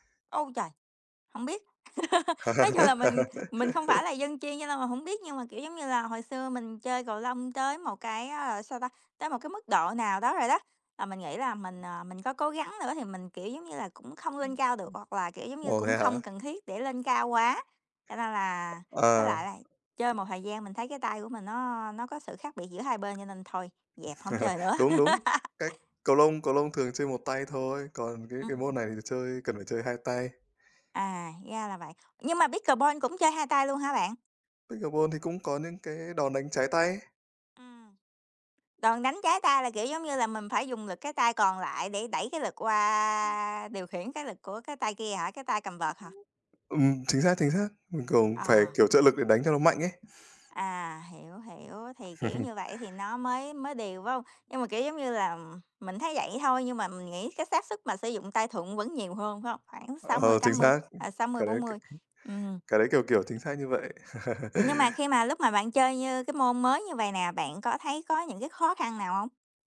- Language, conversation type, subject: Vietnamese, unstructured, Bạn có từng thử một môn thể thao mới gần đây không?
- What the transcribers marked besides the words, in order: laugh; tapping; other background noise; laugh; laugh; laugh; laugh